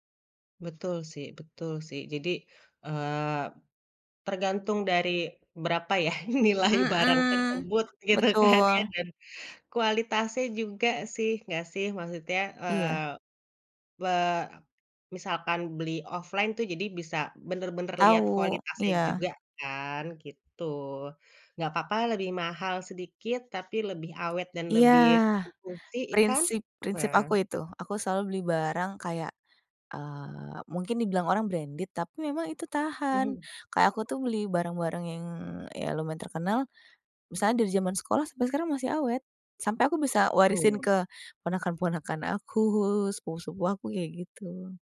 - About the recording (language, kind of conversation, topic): Indonesian, podcast, Bagaimana kamu menjaga keaslian diri saat banyak tren berseliweran?
- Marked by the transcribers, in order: laughing while speaking: "nilai barang tersebut, gitu, kan"; in English: "offline"; in English: "branded"